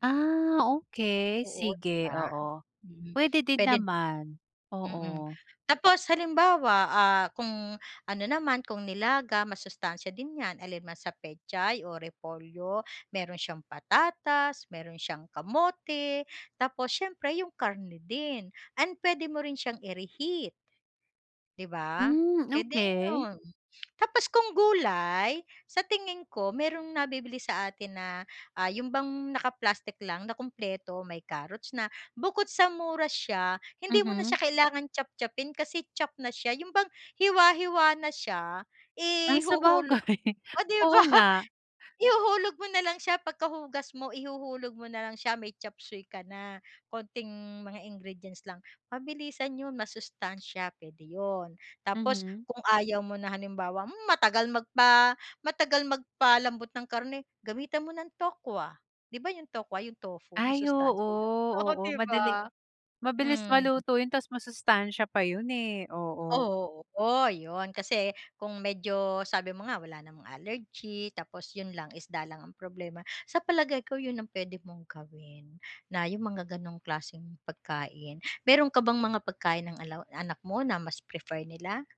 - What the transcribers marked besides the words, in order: "puwede" said as "puweden"; tongue click; laughing while speaking: "oh, 'di ba?"; laughing while speaking: "sabagay"; laughing while speaking: "oh, 'di ba?"; tapping; in English: "prefer"
- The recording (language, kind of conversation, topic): Filipino, advice, Paano ako makapaghahanda ng mabilis at masustansyang ulam para sa pamilya?